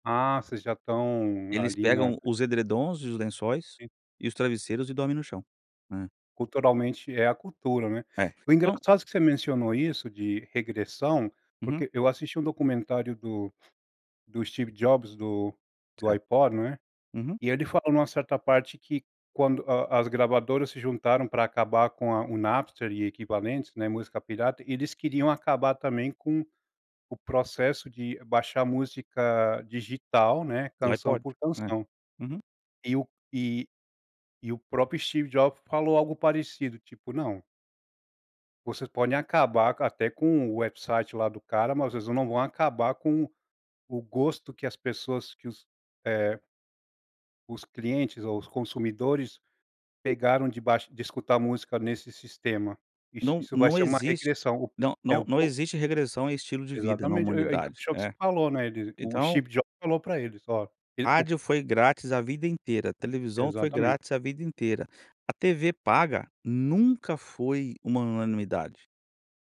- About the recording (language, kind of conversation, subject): Portuguese, podcast, Que papel as playlists têm na sua identidade musical?
- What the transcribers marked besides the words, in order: tapping; other noise; unintelligible speech